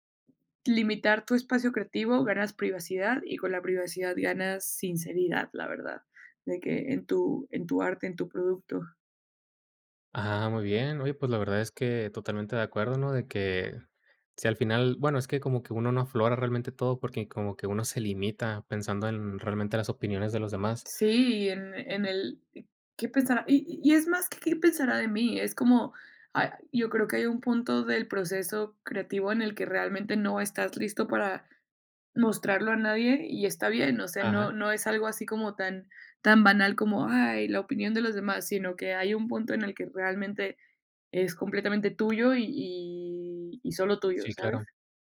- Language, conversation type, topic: Spanish, podcast, ¿Qué límites pones para proteger tu espacio creativo?
- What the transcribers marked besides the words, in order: tapping